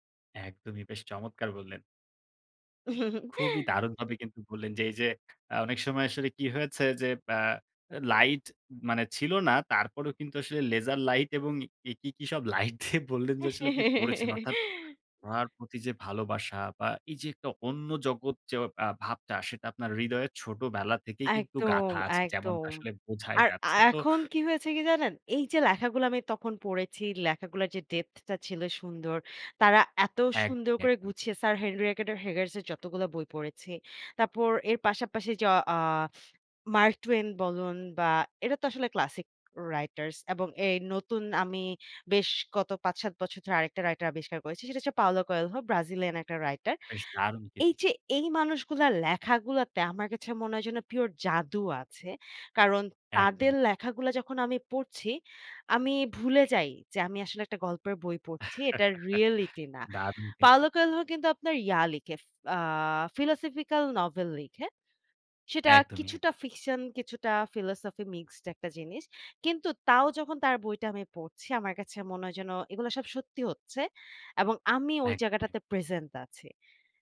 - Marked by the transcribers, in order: laugh; laugh; in English: "depth"; in English: "writers"; in English: "writer"; in English: "writer"; in English: "pure"; chuckle; in English: "reality"; in English: "philosophical novel"; in English: "fiction"; in English: "philosophy"; in English: "present"
- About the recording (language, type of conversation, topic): Bengali, podcast, কোন বই পড়লে আপনি অন্য জগতে চলে যান?